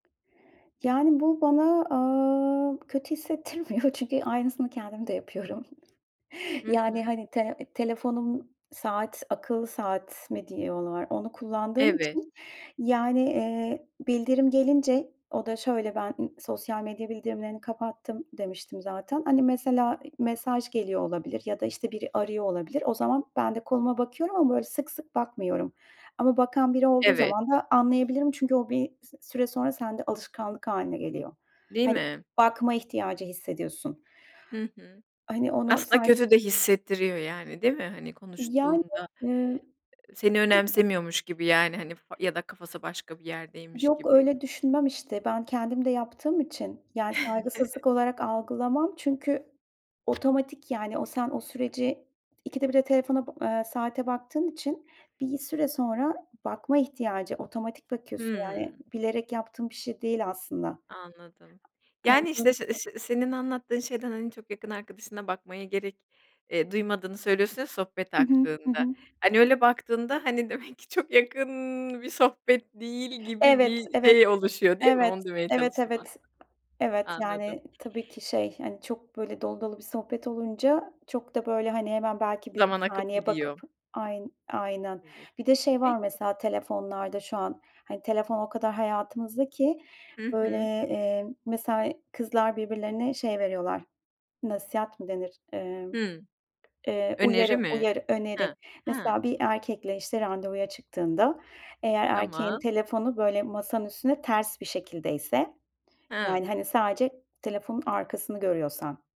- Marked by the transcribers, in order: laughing while speaking: "hissettirmiyor"; laughing while speaking: "yapıyorum"; tapping; unintelligible speech; other background noise; chuckle; unintelligible speech; drawn out: "yakın"
- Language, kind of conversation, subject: Turkish, podcast, Akıllı telefonlar günlük rutinimizi sence nasıl değiştiriyor?
- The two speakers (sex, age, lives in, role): female, 40-44, Malta, guest; female, 40-44, Spain, host